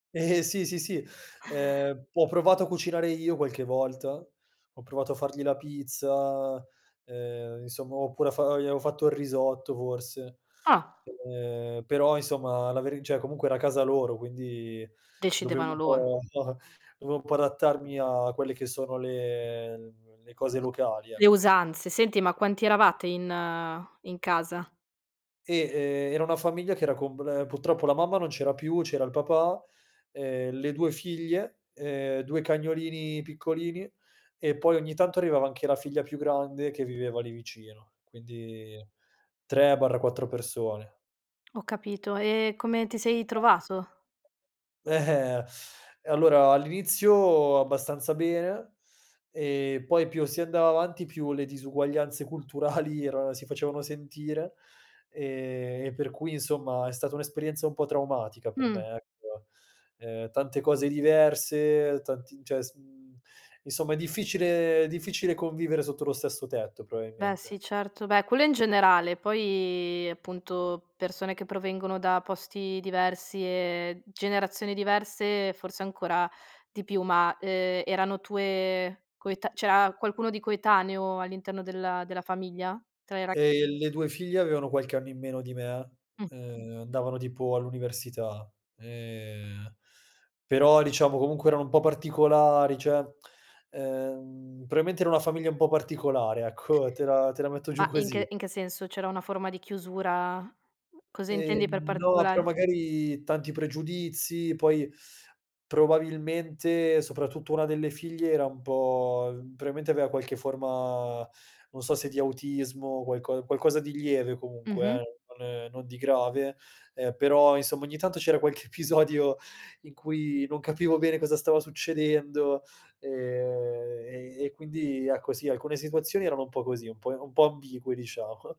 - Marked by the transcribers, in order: other background noise; laughing while speaking: "culturali"; "cioè" said as "ceh"; "probabilmente" said as "proabilmente"; laughing while speaking: "ecco"; laughing while speaking: "episodio"; laughing while speaking: "diciamo"
- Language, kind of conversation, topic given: Italian, podcast, Hai mai partecipato a una cena in una famiglia locale?
- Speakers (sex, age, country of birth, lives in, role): female, 30-34, Italy, Italy, host; male, 30-34, Italy, Italy, guest